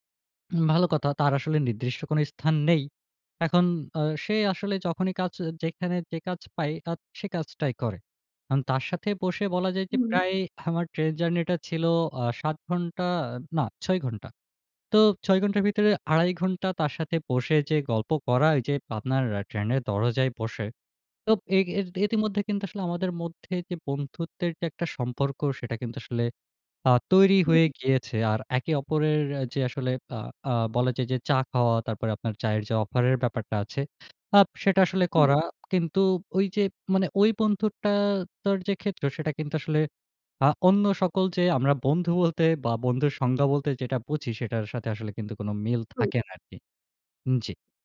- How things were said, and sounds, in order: unintelligible speech; "বন্ধুত্বটার" said as "বন্ধুট্টা-টার"
- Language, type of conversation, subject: Bengali, podcast, একলা ভ্রমণে সহজে বন্ধুত্ব গড়ার উপায় কী?